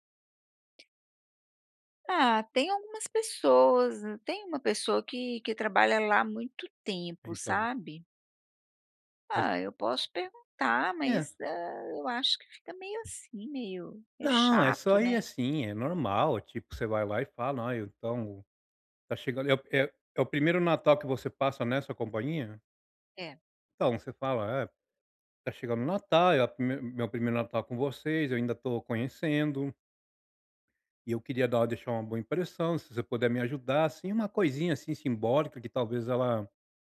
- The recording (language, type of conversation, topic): Portuguese, advice, Como posso encontrar presentes significativos para pessoas diferentes?
- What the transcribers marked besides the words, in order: other background noise